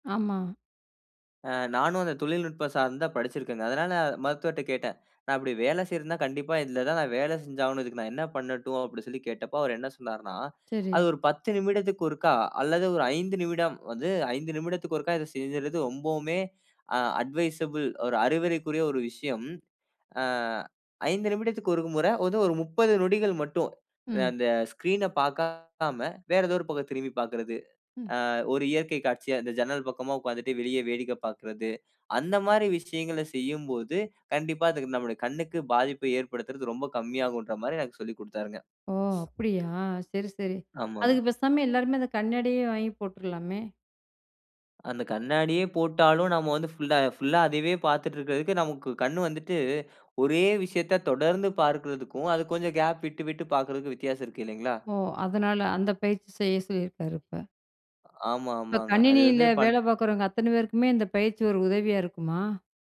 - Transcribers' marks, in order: in English: "அட்வைசபிள்"; "ஒரு" said as "ஒருகு"; breath; background speech; "சொல்லியிருக்காரு" said as "சொய்யயிருக்காரு"; unintelligible speech
- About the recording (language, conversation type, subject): Tamil, podcast, திரை நேரத்தை எப்படிக் குறைக்கலாம்?